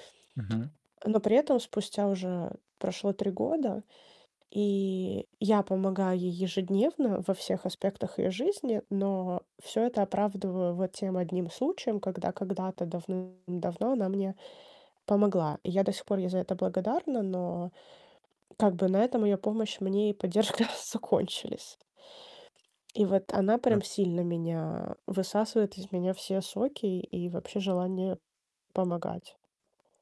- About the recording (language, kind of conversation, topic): Russian, advice, Как научиться отказывать друзьям, если я постоянно соглашаюсь на их просьбы?
- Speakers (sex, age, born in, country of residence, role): female, 30-34, Ukraine, United States, user; male, 30-34, Belarus, Poland, advisor
- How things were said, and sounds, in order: tapping; distorted speech; laughing while speaking: "поддержка"; other background noise